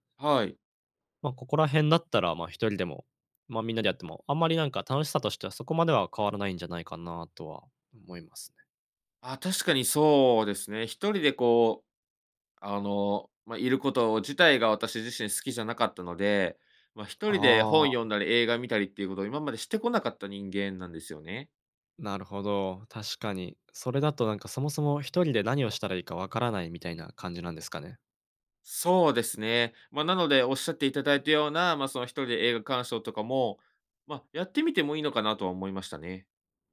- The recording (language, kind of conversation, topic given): Japanese, advice, 趣味に取り組む時間や友人と過ごす時間が減って孤独を感じるのはなぜですか？
- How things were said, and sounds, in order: none